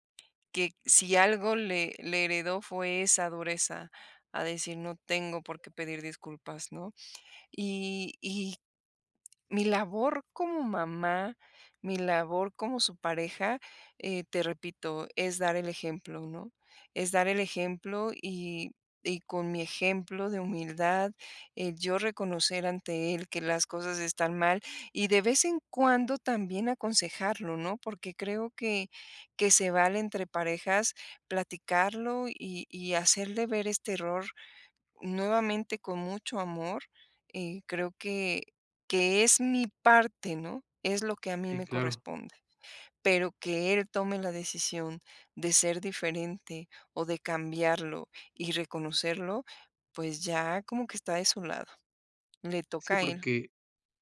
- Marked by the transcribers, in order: none
- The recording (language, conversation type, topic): Spanish, podcast, ¿Cómo piden disculpas en tu hogar?